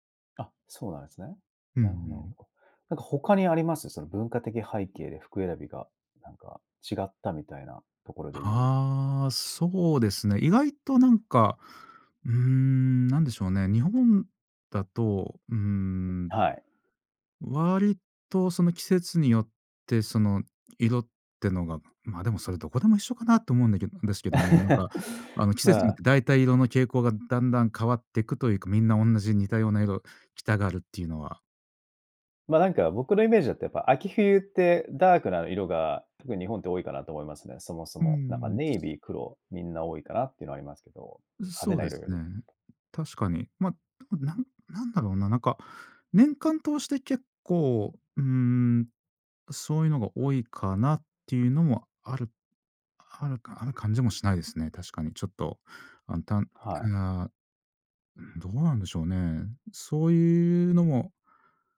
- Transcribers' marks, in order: chuckle; other background noise; tapping; unintelligible speech
- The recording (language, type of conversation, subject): Japanese, podcast, 文化的背景は服選びに表れると思いますか？